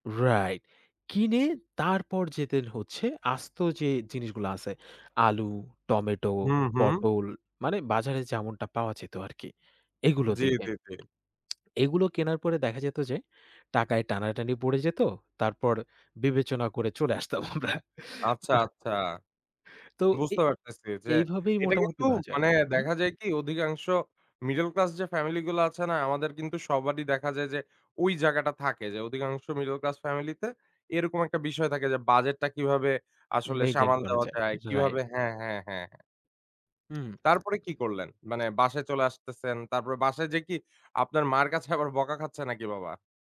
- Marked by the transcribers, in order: tapping; lip smack; scoff; chuckle; scoff
- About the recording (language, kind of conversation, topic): Bengali, podcast, আপনি কীভাবে স্থানীয় বাজারের আসল স্বাদ ও খাবারের সংস্কৃতি আবিষ্কার করেন?